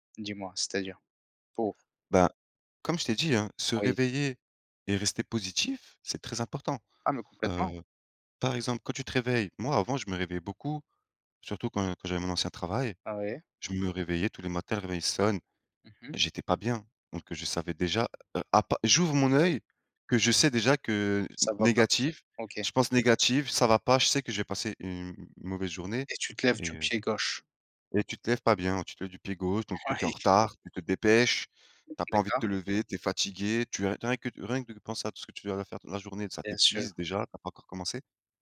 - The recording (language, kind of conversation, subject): French, unstructured, Comment prends-tu soin de ton bien-être mental au quotidien ?
- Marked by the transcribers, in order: tapping